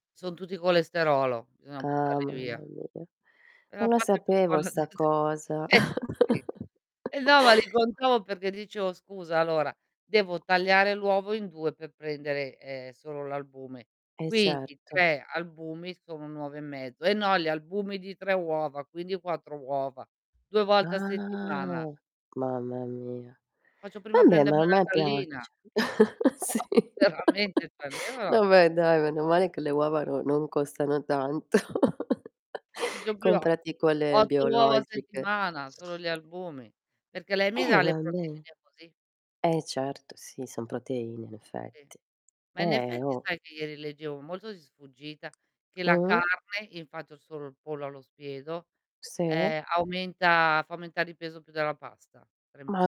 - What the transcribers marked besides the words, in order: distorted speech; chuckle; tapping; drawn out: "Ah"; laugh; laughing while speaking: "veramente"; chuckle; other background noise
- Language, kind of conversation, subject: Italian, unstructured, Qual è l’importanza della varietà nella nostra dieta quotidiana?